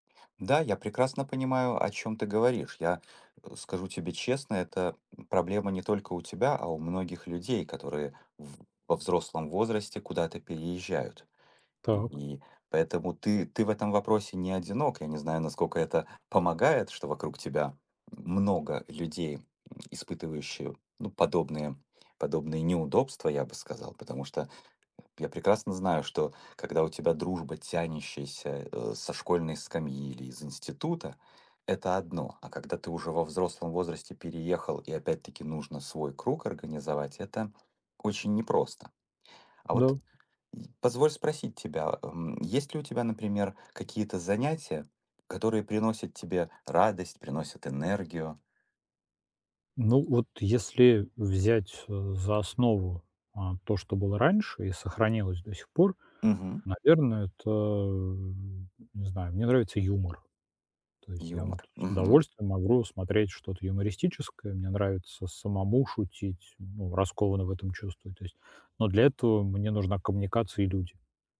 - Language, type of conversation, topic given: Russian, advice, Как мне понять, что действительно важно для меня в жизни?
- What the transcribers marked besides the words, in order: tapping; other background noise; drawn out: "это"